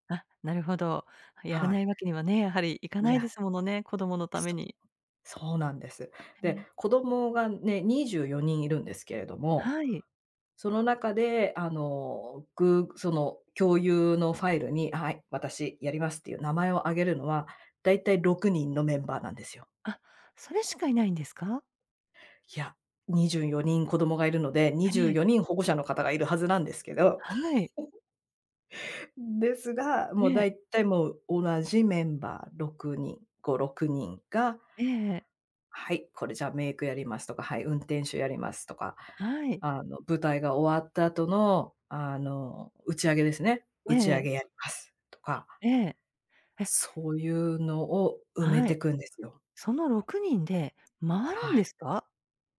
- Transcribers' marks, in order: giggle
- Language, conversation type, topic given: Japanese, advice, チーム内で業務量を公平に配分するために、どのように話し合えばよいですか？